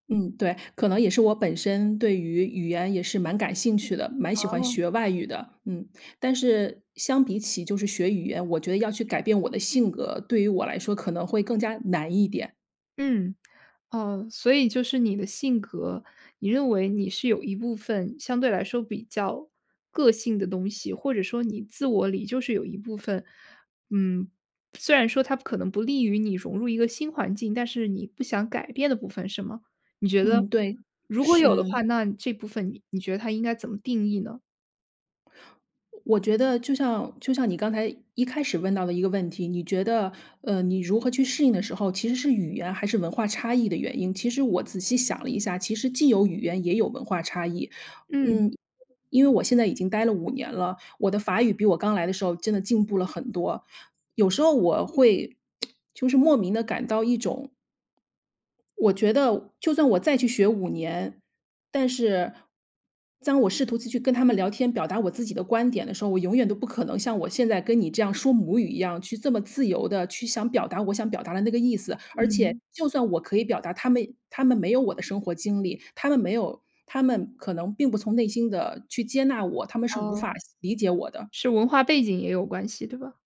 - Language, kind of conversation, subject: Chinese, podcast, 你如何在适应新文化的同时保持自我？
- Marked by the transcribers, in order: other background noise; lip smack; "再" said as "字"